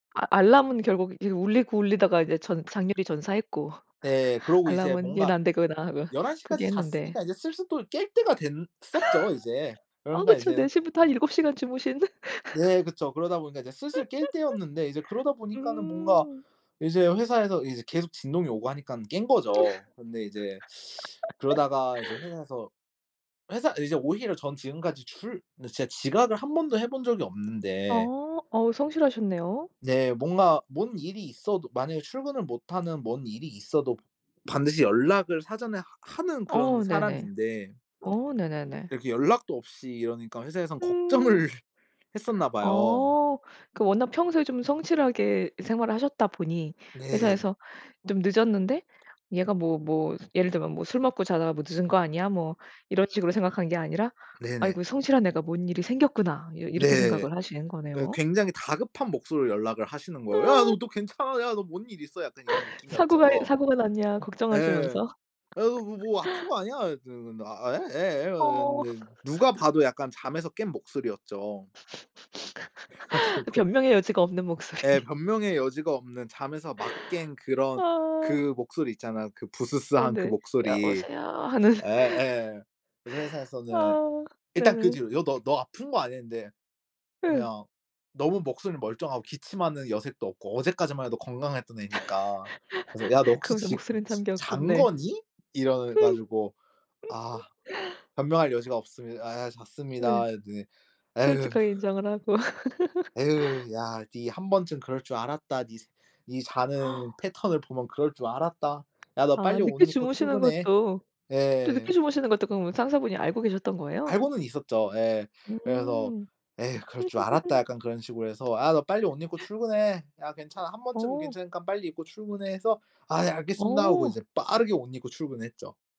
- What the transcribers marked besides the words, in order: tapping; laugh; laugh; laugh; laugh; teeth sucking; laughing while speaking: "걱정을"; put-on voice: "야 너, 너 괜찮아. 야 너 뭔 일 있어?"; laugh; put-on voice: "아 그 뭐 뭐 아픈 거 아니야?"; laugh; put-on voice: "아. 예. 예"; laugh; laugh; laughing while speaking: "그래가지고"; laughing while speaking: "목소리"; put-on voice: "여보세요"; laughing while speaking: "하는"; laugh; laugh; other background noise; laugh; laugh; gasp; laugh
- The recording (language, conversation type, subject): Korean, podcast, 작은 습관 하나가 삶을 바꾼 적이 있나요?